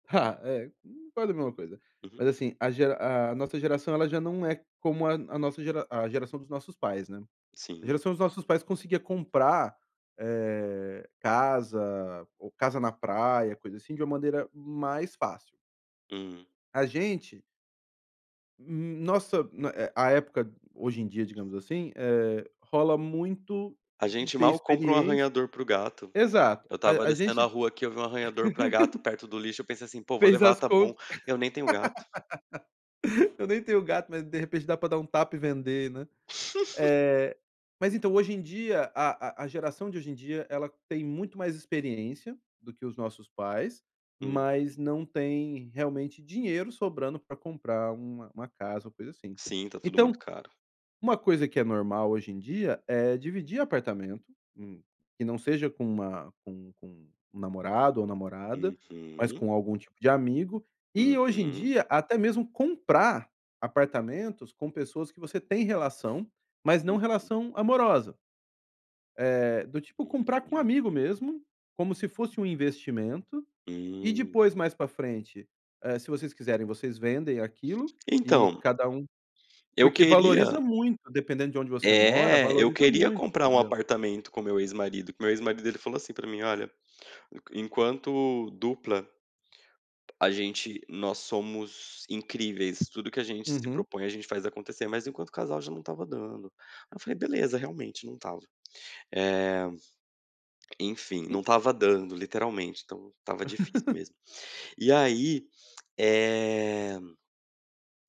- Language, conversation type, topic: Portuguese, advice, Como você lida com a ansiedade ao abrir faturas e contas no fim do mês?
- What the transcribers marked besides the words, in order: other noise; laugh; laugh; chuckle; tapping; laugh